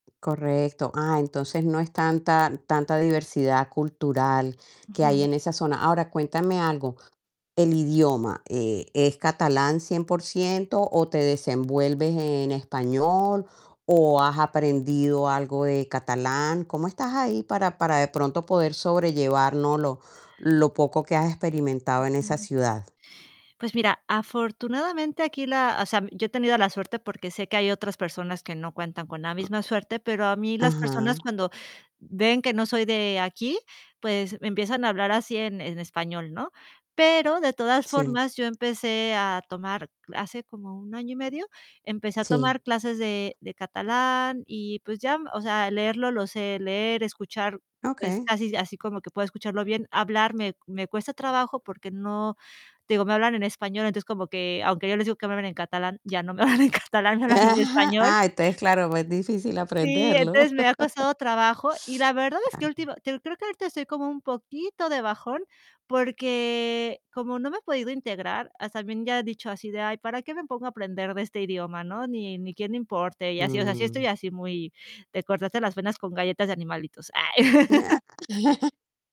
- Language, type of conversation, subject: Spanish, advice, ¿Cómo has vivido el choque cultural al mudarte a otro país?
- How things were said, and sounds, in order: static; tapping; other background noise; laughing while speaking: "me hablan"; laughing while speaking: "hablan"; chuckle; chuckle; chuckle